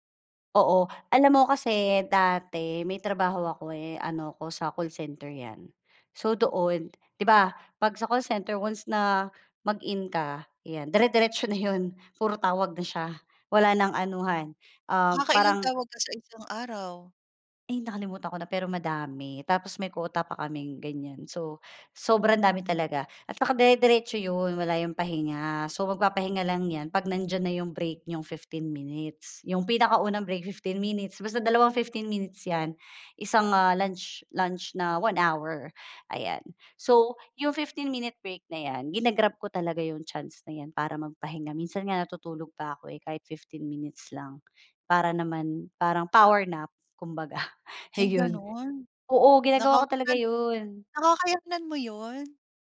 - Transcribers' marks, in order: tapping; laughing while speaking: "kumbaga, ayon"; other background noise
- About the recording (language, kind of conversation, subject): Filipino, podcast, Anong simpleng gawi ang inampon mo para hindi ka maubos sa pagod?